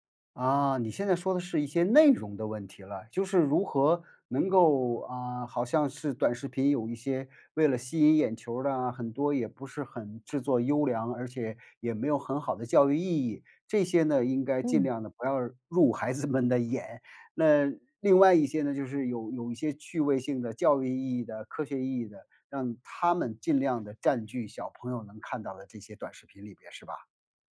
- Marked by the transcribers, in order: other background noise
- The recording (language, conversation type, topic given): Chinese, podcast, 你怎么看短视频对注意力的影响？